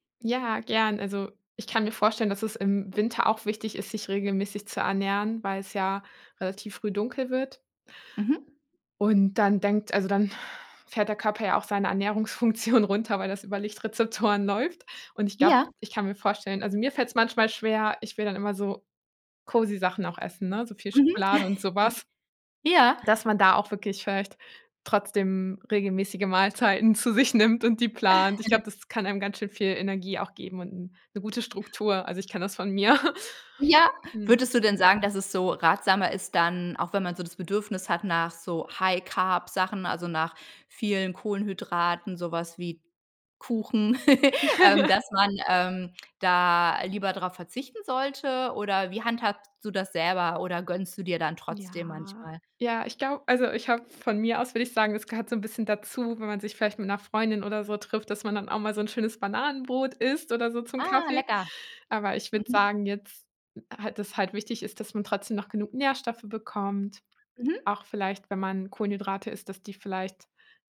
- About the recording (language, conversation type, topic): German, podcast, Wie gehst du mit saisonalen Stimmungen um?
- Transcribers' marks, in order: laughing while speaking: "Ernährungsfunktion"; in English: "cozy"; chuckle; laughing while speaking: "zu sich nimmt"; chuckle; chuckle; in English: "High-Carb"; giggle